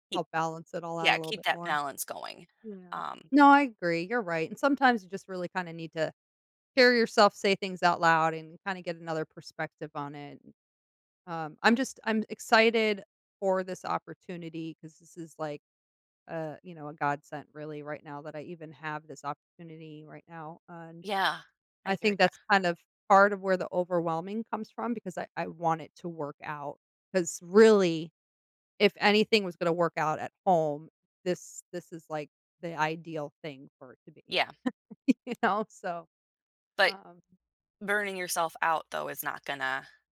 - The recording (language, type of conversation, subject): English, advice, How can I better balance my work responsibilities with family time?
- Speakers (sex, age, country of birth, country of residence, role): female, 35-39, United States, United States, advisor; female, 40-44, United States, United States, user
- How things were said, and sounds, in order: tapping; laughing while speaking: "You know?"; other background noise